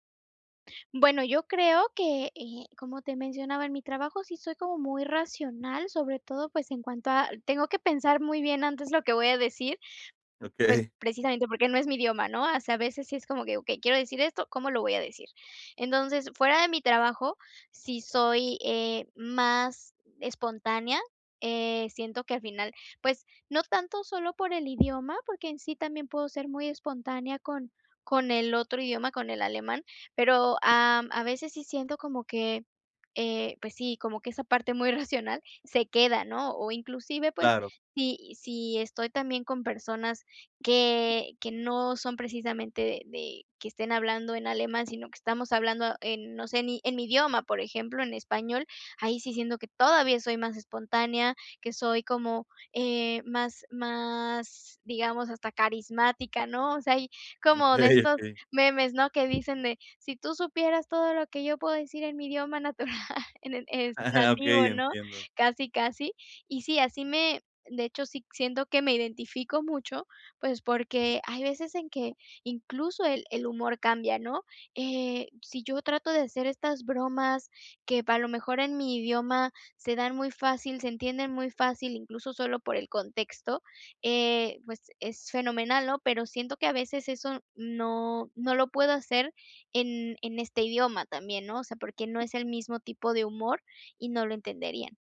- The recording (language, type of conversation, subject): Spanish, advice, ¿Cómo puedo equilibrar mi vida personal y mi trabajo sin perder mi identidad?
- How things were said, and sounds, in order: tapping; laughing while speaking: "Okey"; laugh; laughing while speaking: "natural"